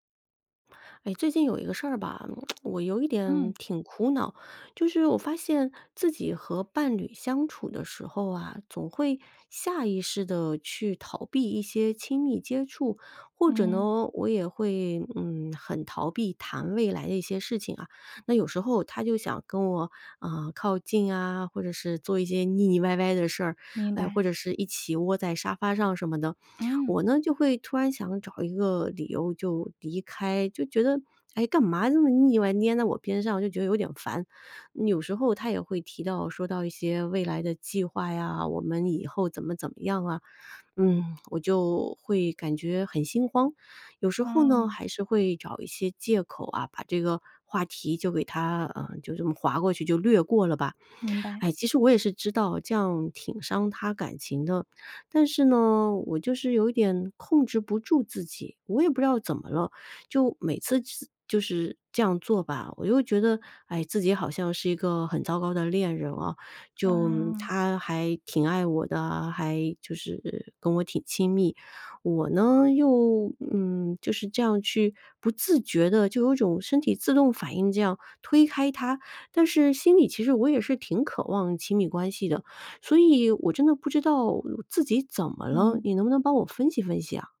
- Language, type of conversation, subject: Chinese, advice, 为什么我总是反复逃避与伴侣的亲密或承诺？
- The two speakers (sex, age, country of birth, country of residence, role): female, 25-29, United States, United States, advisor; female, 40-44, China, Spain, user
- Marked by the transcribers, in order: tsk; other background noise